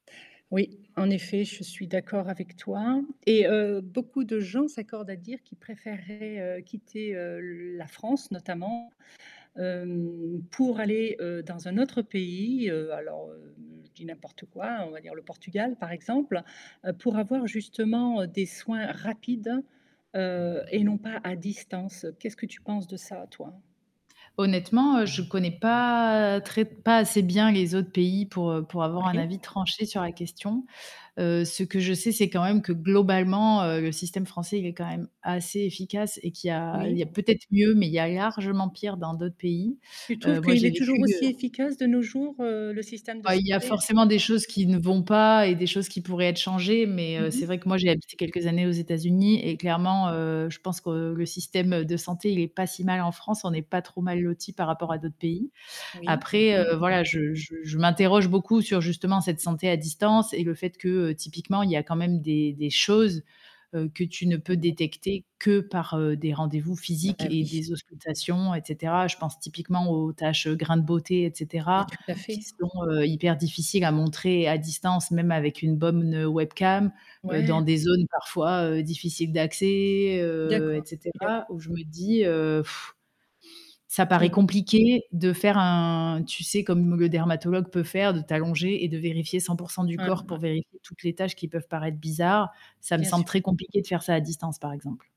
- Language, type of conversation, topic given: French, podcast, Comment vois-tu l’avenir de la santé à distance ?
- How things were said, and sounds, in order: static; distorted speech; stressed: "rapides"; other background noise; tapping; stressed: "choses"; blowing